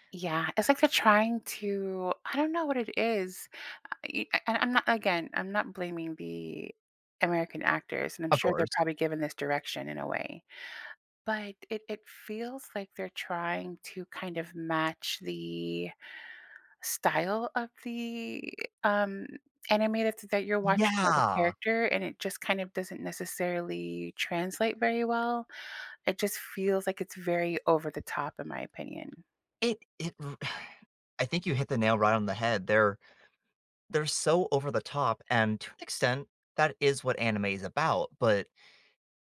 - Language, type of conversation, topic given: English, unstructured, Should I choose subtitles or dubbing to feel more connected?
- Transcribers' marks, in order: sigh